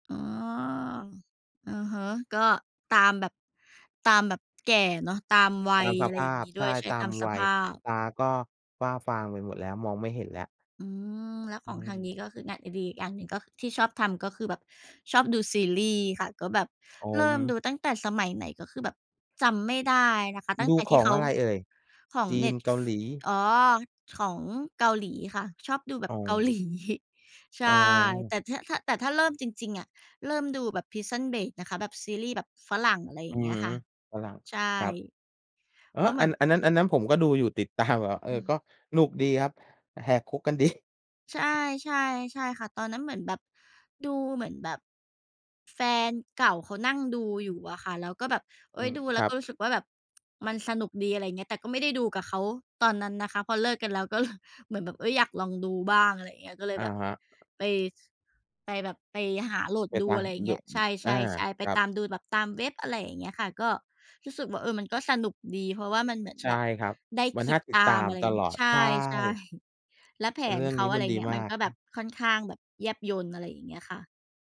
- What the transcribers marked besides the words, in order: tapping; "อดิเรก" said as "อดิเอก"; laughing while speaking: "หลี"; laughing while speaking: "ตาม"; laughing while speaking: "ดี"; other noise; laughing while speaking: "ใช่"
- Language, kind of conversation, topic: Thai, unstructured, งานอดิเรกอะไรที่ทำแล้วคุณรู้สึกมีความสุขมากที่สุด?